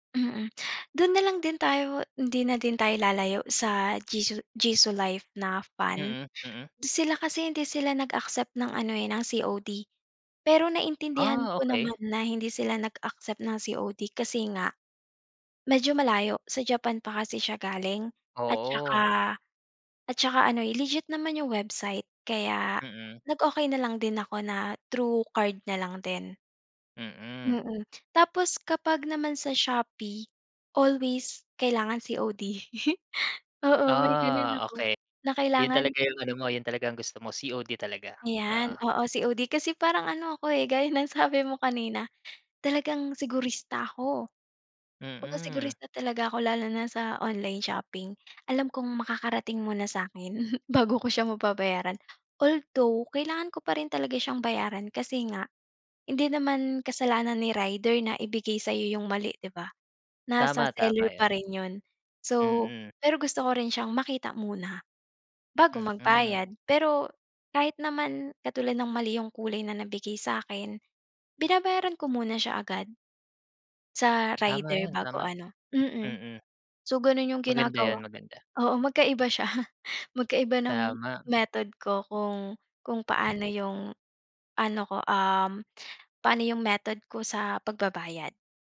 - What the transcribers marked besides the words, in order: tapping; chuckle; laughing while speaking: "gaya ng"; chuckle; other background noise; laughing while speaking: "siya"
- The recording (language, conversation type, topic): Filipino, podcast, Ano ang mga praktikal at ligtas na tips mo para sa online na pamimili?